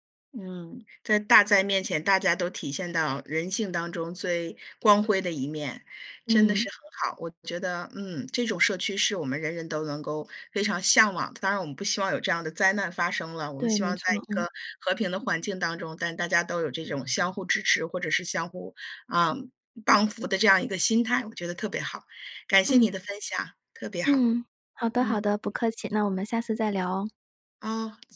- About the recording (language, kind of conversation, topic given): Chinese, podcast, 如何让社区更温暖、更有人情味？
- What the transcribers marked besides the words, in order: other background noise